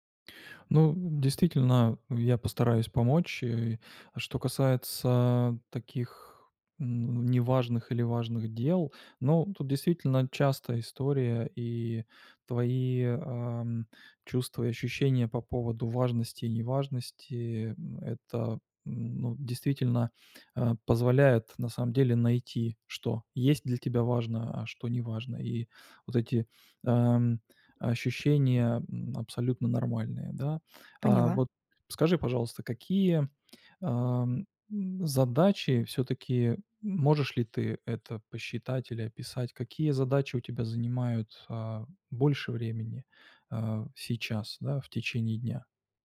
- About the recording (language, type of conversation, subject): Russian, advice, Как мне избегать траты времени на неважные дела?
- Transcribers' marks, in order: tapping